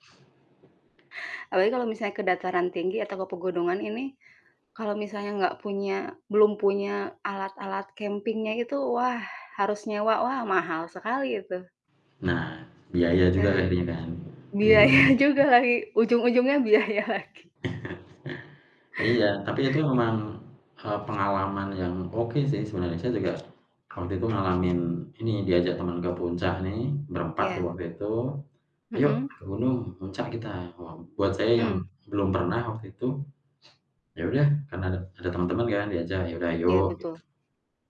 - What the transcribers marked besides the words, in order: static; other background noise; laughing while speaking: "biaya"; distorted speech; laughing while speaking: "biaya lagi"; chuckle; tapping; sniff
- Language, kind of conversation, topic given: Indonesian, unstructured, Apa pendapatmu tentang berlibur di pantai dibandingkan di pegunungan?